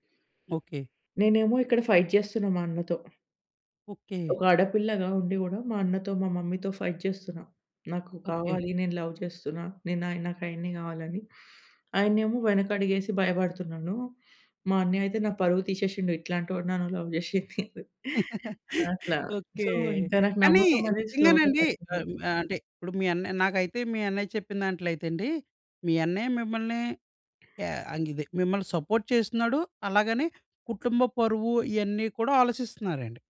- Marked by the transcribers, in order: in English: "ఫైట్"; in English: "మమ్మీతో ఫైట్"; in English: "లవ్"; in English: "లవ్"; laugh; chuckle; in English: "సో"; in English: "స్లోగా"; in English: "సపోర్ట్"
- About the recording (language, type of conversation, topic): Telugu, podcast, సందేశాల్లో గొడవ వచ్చినప్పుడు మీరు ఫోన్‌లో మాట్లాడాలనుకుంటారా, ఎందుకు?